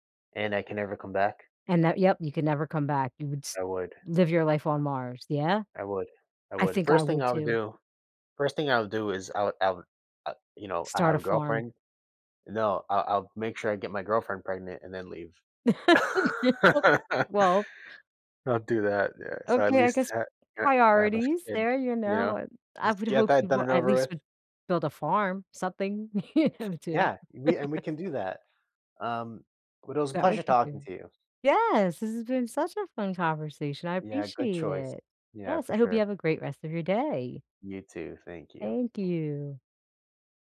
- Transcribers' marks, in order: laugh; laugh; other background noise; laughing while speaking: "here"; laugh
- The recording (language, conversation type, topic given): English, unstructured, How will technology change the way we travel in the future?
- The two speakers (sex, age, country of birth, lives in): female, 40-44, United States, United States; male, 35-39, United States, United States